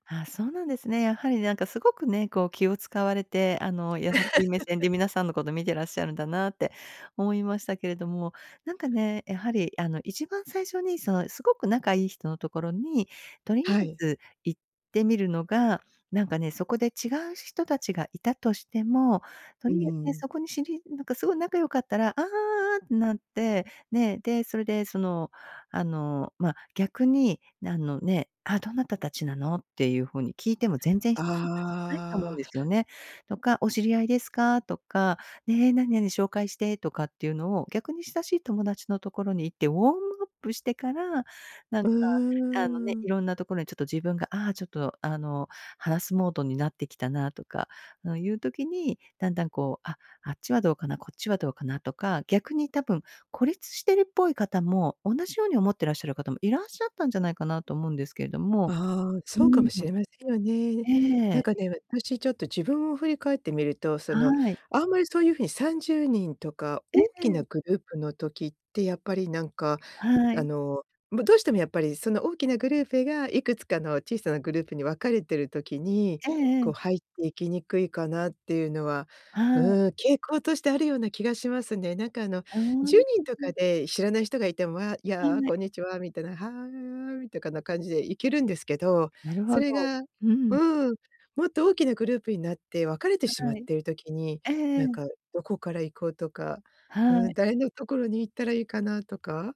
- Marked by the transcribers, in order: laugh; drawn out: "ああ"; "モード" said as "ハラス"
- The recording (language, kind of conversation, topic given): Japanese, advice, 友人の集まりで孤立感を感じて話に入れないとき、どうすればいいですか？